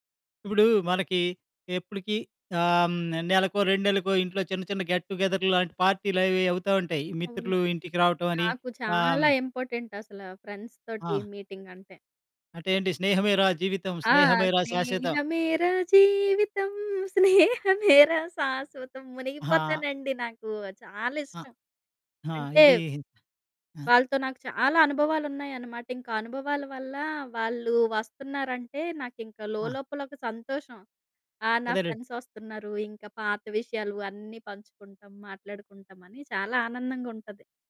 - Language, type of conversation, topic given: Telugu, podcast, మిత్రులను ఇంటికి ఆహ్వానించినప్పుడు మీరు ఎలా సిద్ధమవుతారు?
- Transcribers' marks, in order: in English: "గెట్ టుగేదర్"; static; in English: "ఫ్రెండ్స్"; singing: "స్నేహమేరా జీవితం. స్నేహమేరా శాశ్వతం"; laughing while speaking: "స్నేహమేరా"; other background noise